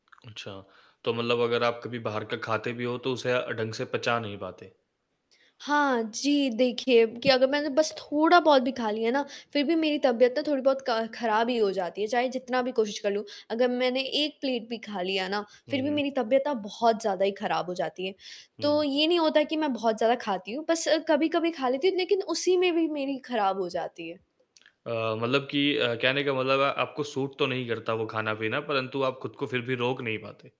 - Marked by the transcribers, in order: static; in English: "सूट"
- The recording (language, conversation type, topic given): Hindi, advice, सामाजिक आयोजनों में स्वस्थ खाना चुनते समय आपको कैसा दबाव महसूस होता है?